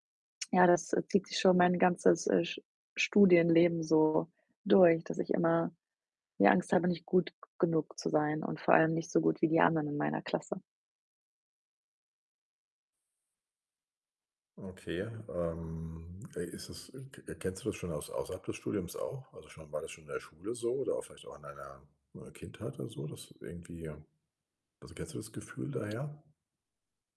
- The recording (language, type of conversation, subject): German, advice, Wie kann ich trotz Angst vor Bewertung und Scheitern ins Tun kommen?
- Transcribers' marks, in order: none